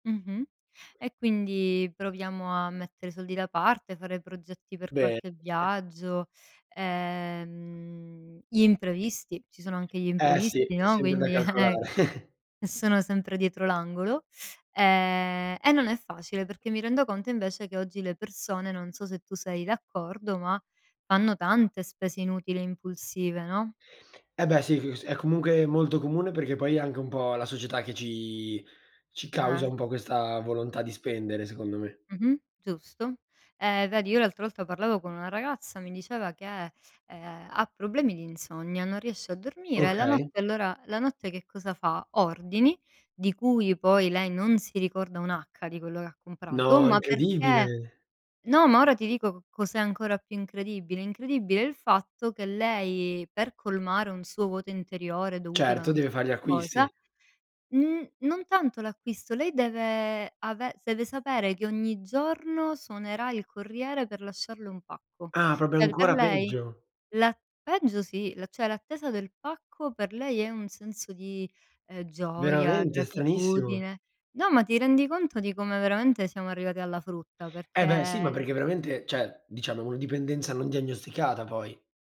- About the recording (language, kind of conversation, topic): Italian, unstructured, Qual è una spesa che ti rende davvero felice?
- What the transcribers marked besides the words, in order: other background noise; unintelligible speech; drawn out: "ehm"; chuckle; "proprio" said as "propio"; "cioè" said as "ceh"; "cioè" said as "ceh"